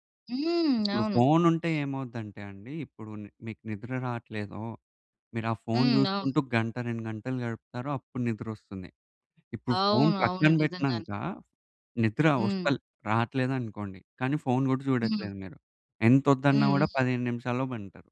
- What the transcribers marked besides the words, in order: tapping; other background noise
- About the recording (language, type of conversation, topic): Telugu, podcast, సోషల్ మీడియా వాడకాన్ని తగ్గించిన తర్వాత మీ నిద్రలో ఎలాంటి మార్పులు గమనించారు?